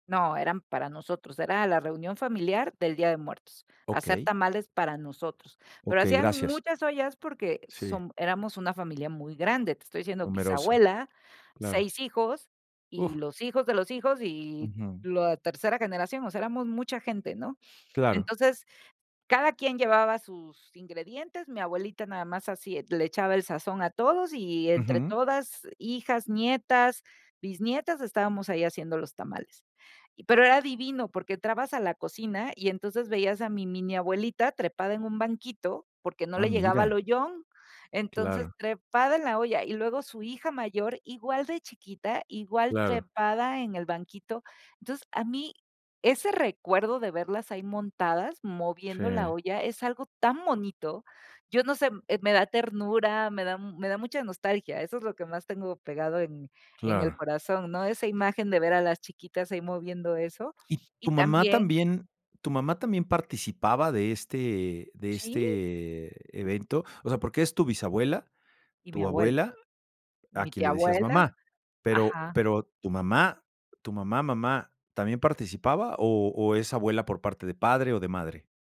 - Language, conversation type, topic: Spanish, podcast, ¿Qué tradiciones familiares sigues con más cariño y por qué?
- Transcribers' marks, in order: other background noise; drawn out: "este"; tapping